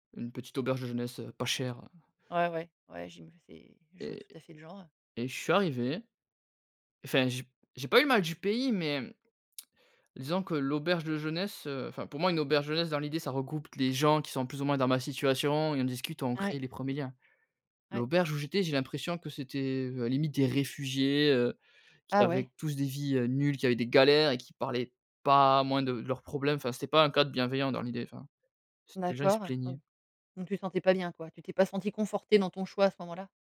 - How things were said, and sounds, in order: stressed: "pas chère"; tsk; stressed: "réfugiés"
- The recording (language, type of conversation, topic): French, podcast, Quelle décision prise sur un coup de tête s’est révélée gagnante ?